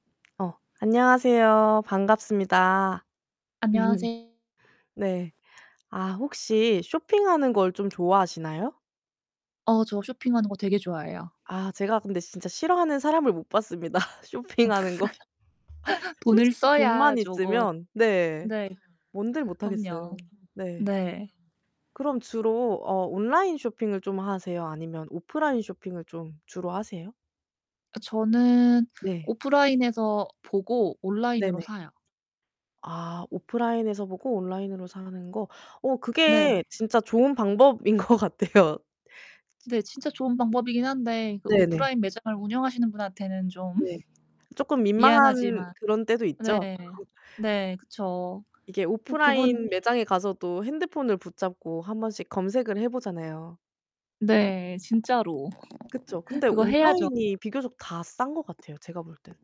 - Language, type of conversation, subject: Korean, unstructured, 온라인 쇼핑과 오프라인 쇼핑 중 어떤 방식이 더 편리하다고 생각하시나요?
- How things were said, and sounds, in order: other background noise; static; laugh; distorted speech; tapping; laughing while speaking: "못 봤습니다 쇼핑하는 거"; laugh; background speech; laughing while speaking: "방법인 것 같아요"; laughing while speaking: "좀"; laugh